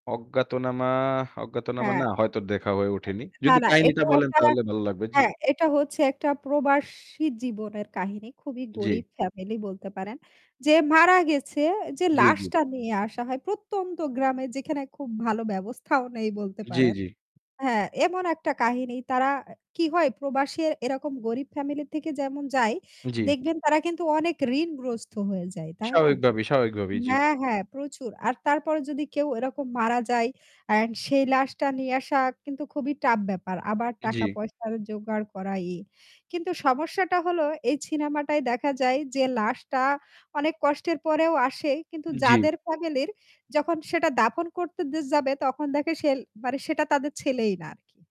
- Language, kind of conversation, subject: Bengali, unstructured, আপনার জীবনে কোন চলচ্চিত্রটি সবচেয়ে বেশি স্মরণীয়?
- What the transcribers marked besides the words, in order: static; other noise; "সিনেমাটায়" said as "ছিনেমাটায়"